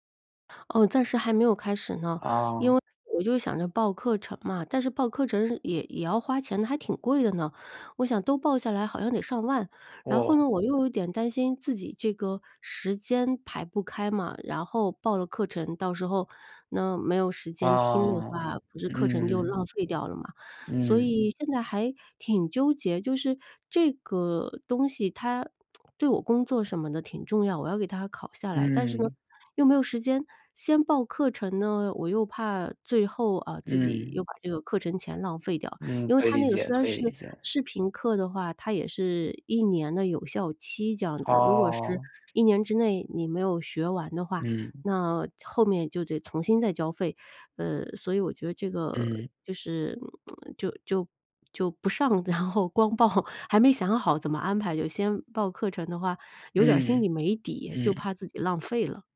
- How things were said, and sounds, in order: other background noise; lip smack; "重新" said as "从新"; lip smack; laughing while speaking: "然后光报"
- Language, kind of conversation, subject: Chinese, advice, 我想腾出时间学习新技能，但不知道该如何安排时间？